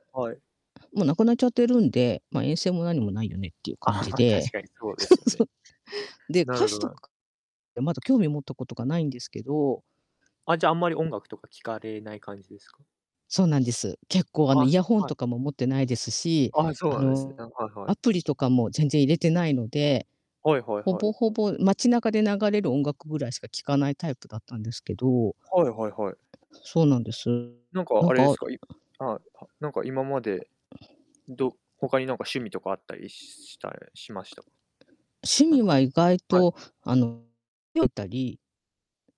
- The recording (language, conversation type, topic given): Japanese, unstructured, 挑戦してみたい新しい趣味はありますか？
- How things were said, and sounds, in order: chuckle; distorted speech; other noise; other background noise; unintelligible speech